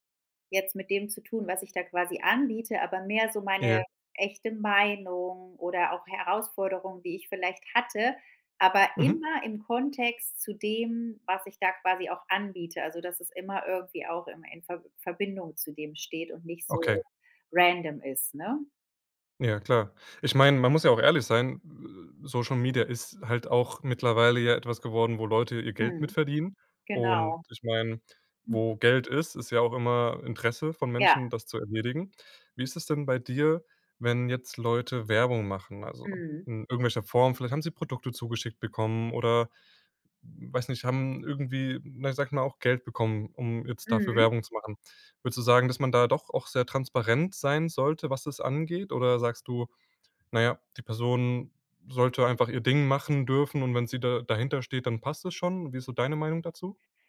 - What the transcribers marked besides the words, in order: stressed: "immer"; in English: "random"
- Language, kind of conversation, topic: German, podcast, Was macht für dich eine Influencerin oder einen Influencer glaubwürdig?